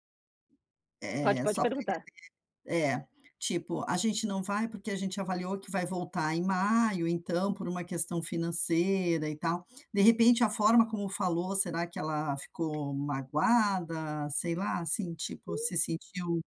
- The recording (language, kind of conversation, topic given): Portuguese, advice, Como posso dar um feedback honesto sem magoar a pessoa e mantendo a empatia?
- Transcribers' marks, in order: tapping; other background noise